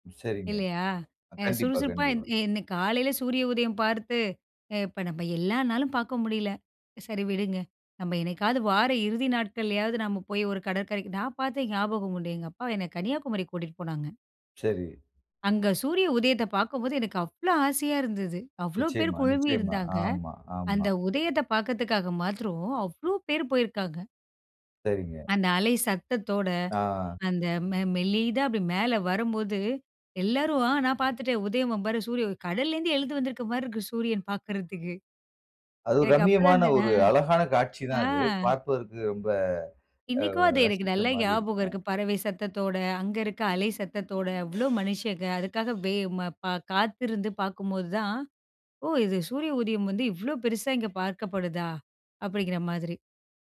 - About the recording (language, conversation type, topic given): Tamil, podcast, சூரிய உதயம் அல்லது சாயங்காலத்தை சுறுசுறுப்பாக எப்படி அனுபவிக்கலாம்?
- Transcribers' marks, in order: other background noise; "உதயம்" said as "உதயமம்"; tapping